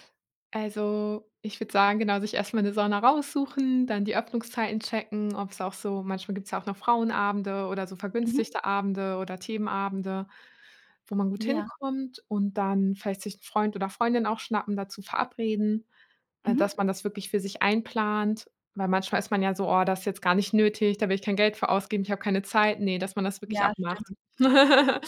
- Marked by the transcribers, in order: chuckle
- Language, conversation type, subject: German, podcast, Wie gehst du mit saisonalen Stimmungen um?